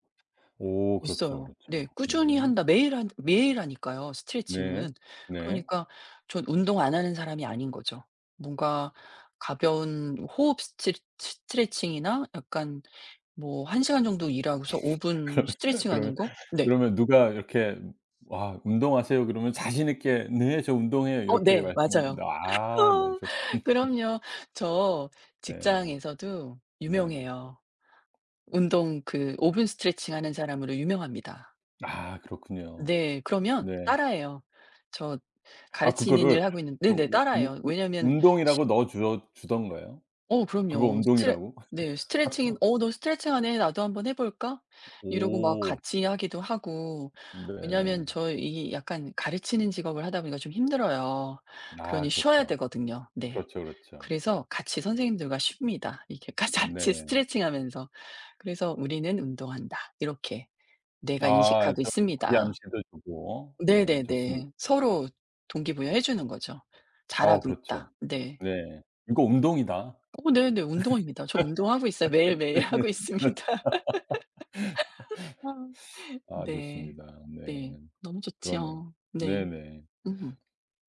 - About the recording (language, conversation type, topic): Korean, podcast, 꾸준히 계속하게 만드는 동기는 무엇인가요?
- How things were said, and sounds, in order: other background noise; tapping; laugh; laughing while speaking: "그러면"; laugh; laugh; laugh; laughing while speaking: "가 같이"; laugh; laughing while speaking: "네 그렇죠"; laugh; laughing while speaking: "매일매일 하고 있습니다"; laugh